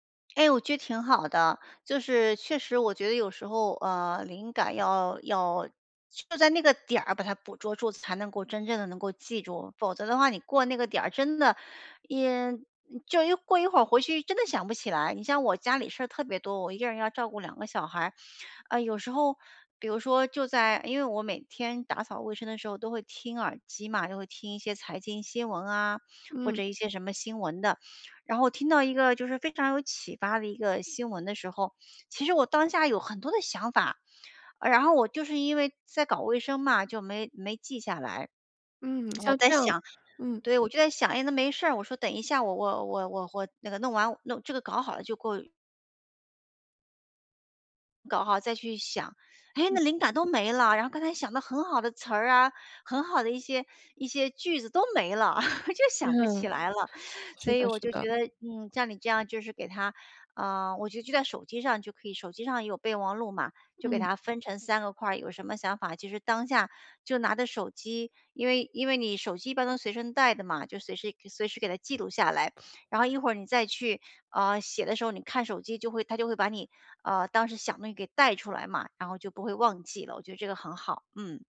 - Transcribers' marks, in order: lip smack; laugh; laughing while speaking: "就想不起来了"; teeth sucking
- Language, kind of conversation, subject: Chinese, advice, 我怎样把突发的灵感变成结构化且有用的记录？